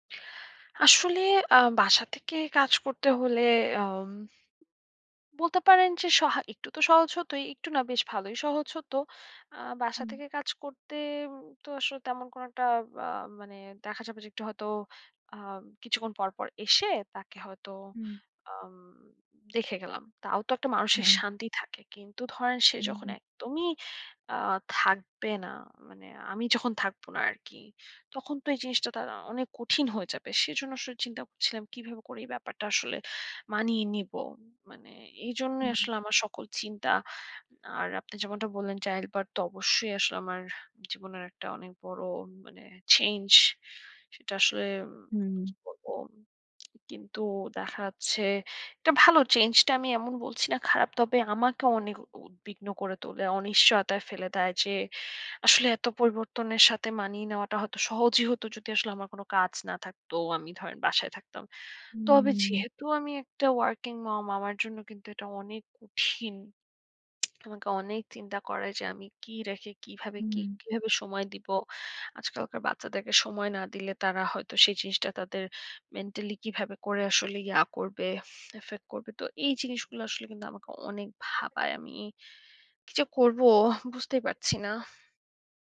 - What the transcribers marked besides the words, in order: in English: "child birth"; tapping; in English: "working mom"; unintelligible speech; unintelligible speech; unintelligible speech
- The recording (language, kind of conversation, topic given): Bengali, advice, বড় জীবনের পরিবর্তনের সঙ্গে মানিয়ে নিতে আপনার উদ্বেগ ও অনিশ্চয়তা কেমন ছিল?